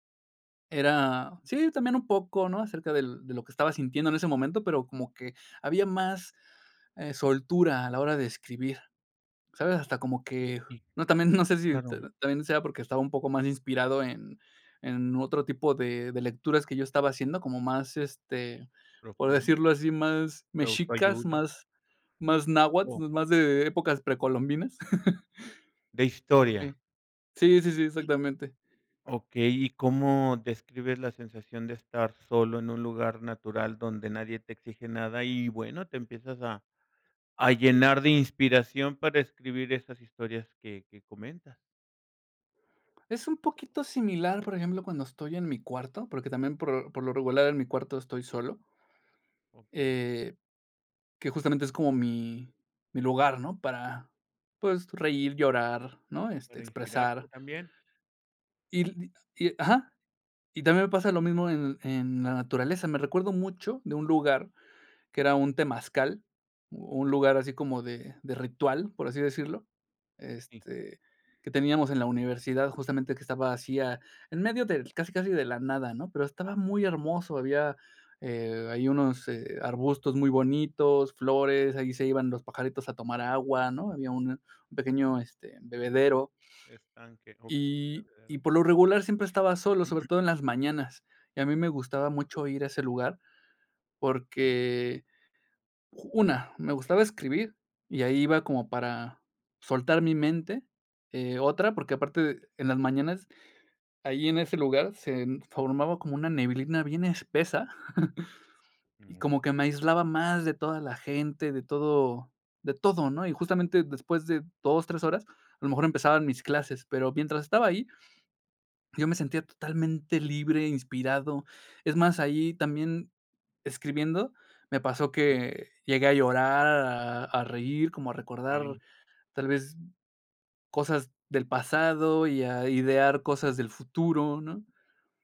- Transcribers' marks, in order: chuckle; giggle; other background noise; unintelligible speech; chuckle; other noise
- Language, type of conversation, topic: Spanish, podcast, ¿De qué manera la soledad en la naturaleza te inspira?